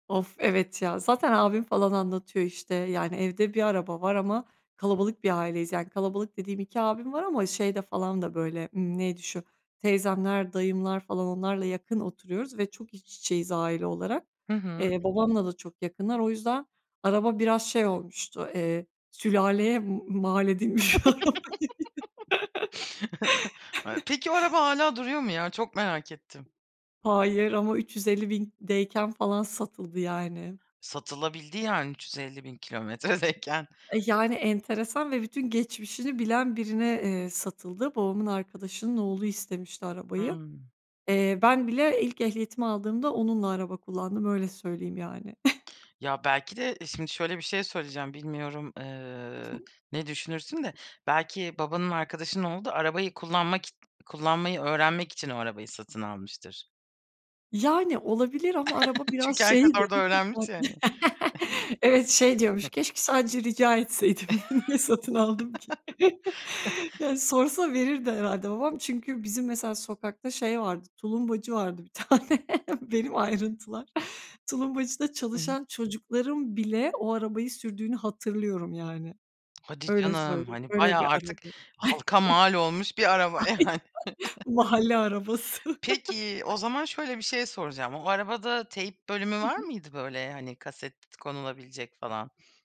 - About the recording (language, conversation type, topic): Turkish, podcast, Bir şarkı sizi anında çocukluğunuza götürür mü?
- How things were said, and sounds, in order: other background noise; tapping; chuckle; unintelligible speech; laughing while speaking: "edilmiş araba"; laugh; laughing while speaking: "kilometredeyken"; chuckle; chuckle; laugh; chuckle; chuckle; laughing while speaking: "etseydim. Niye satın aldım ki?"; chuckle; laughing while speaking: "bir tane"; laughing while speaking: "araba yani"; chuckle; laughing while speaking: "Aynen"; chuckle; laughing while speaking: "arabası"; chuckle